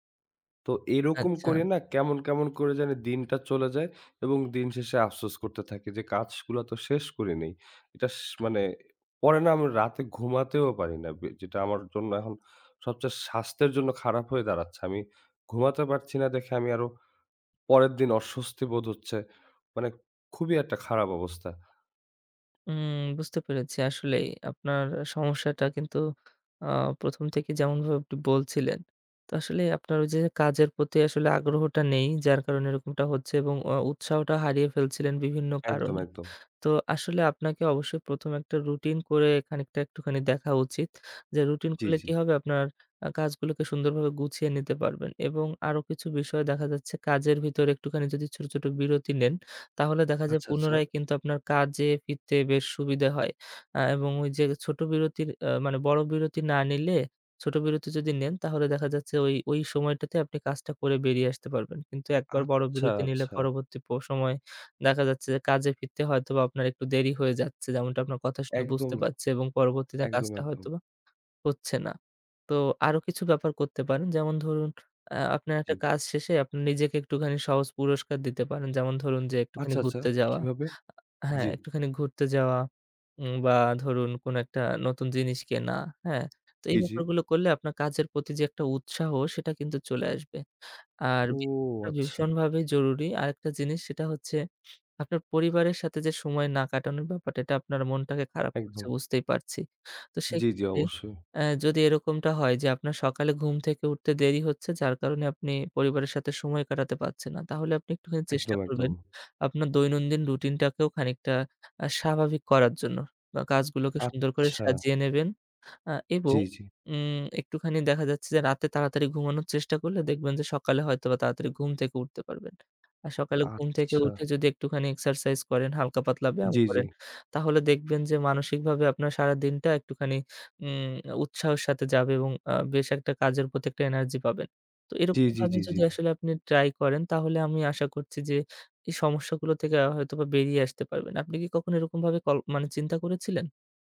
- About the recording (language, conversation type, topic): Bengali, advice, আধ-সম্পন্ন কাজগুলো জমে থাকে, শেষ করার সময়ই পাই না
- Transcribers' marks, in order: tapping; other background noise; unintelligible speech; drawn out: "ও"